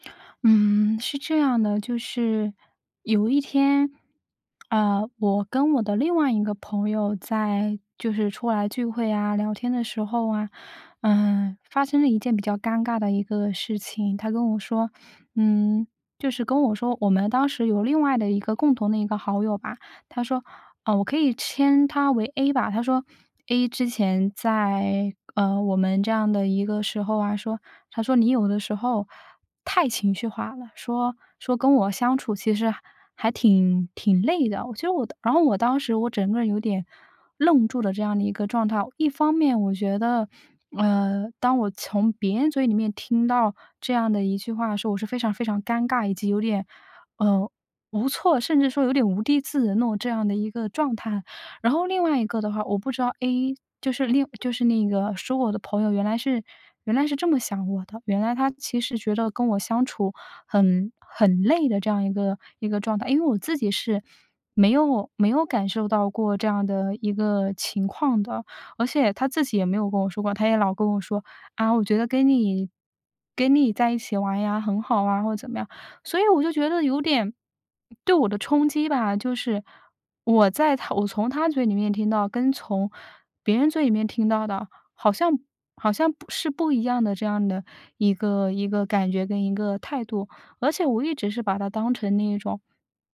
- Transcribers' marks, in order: tongue click; "称" said as "千"; disgusted: "太情绪化了"; stressed: "太"; "无地自容" said as "无地自人"; angry: "所以我就觉得有点"
- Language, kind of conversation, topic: Chinese, advice, 我发现好友在背后说我坏话时，该怎么应对？